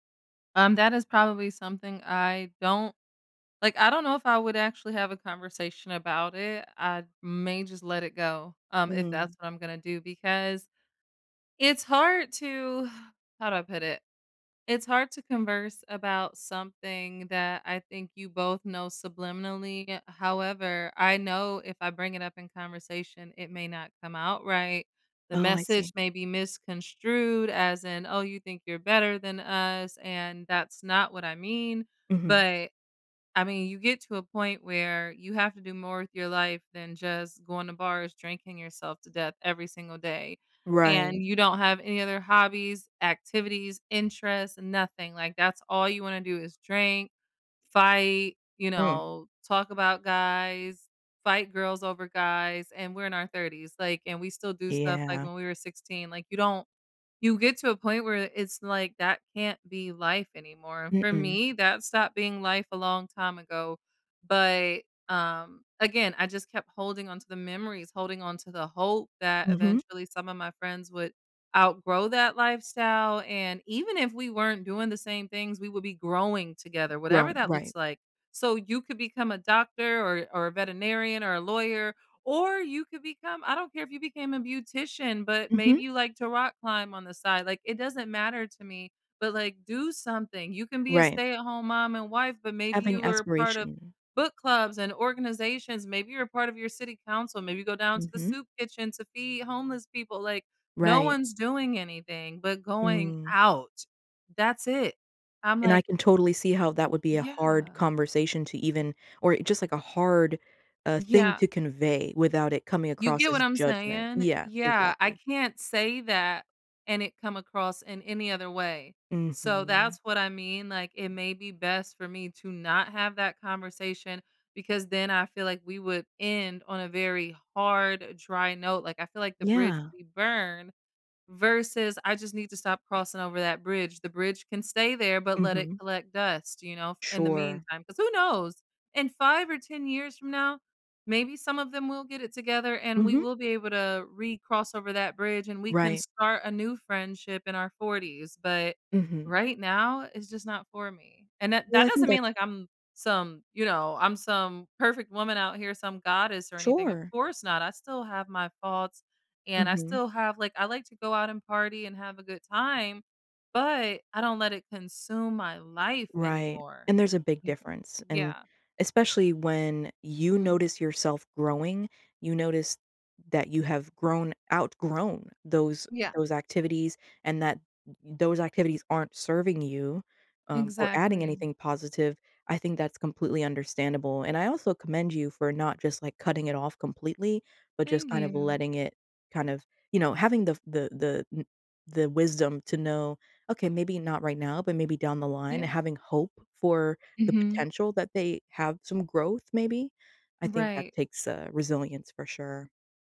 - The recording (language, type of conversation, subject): English, unstructured, How can I tell if a relationship helps or holds me back?
- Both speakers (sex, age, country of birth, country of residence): female, 25-29, United States, United States; female, 35-39, United States, United States
- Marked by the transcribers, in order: sigh; other background noise